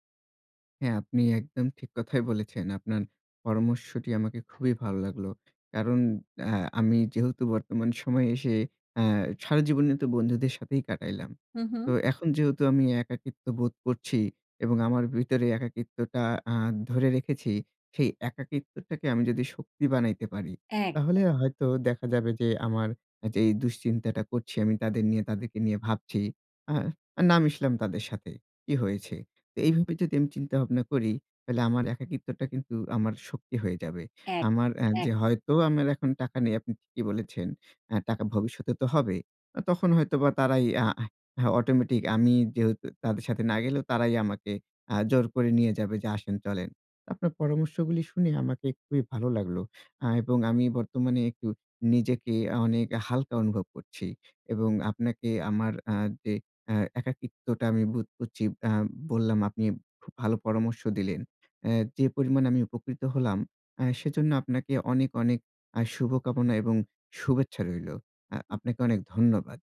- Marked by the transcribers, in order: tapping
- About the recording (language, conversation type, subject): Bengali, advice, পার্টি বা ছুটির দিনে বন্ধুদের সঙ্গে থাকলে যদি নিজেকে একা বা বাদ পড়া মনে হয়, তাহলে আমি কী করতে পারি?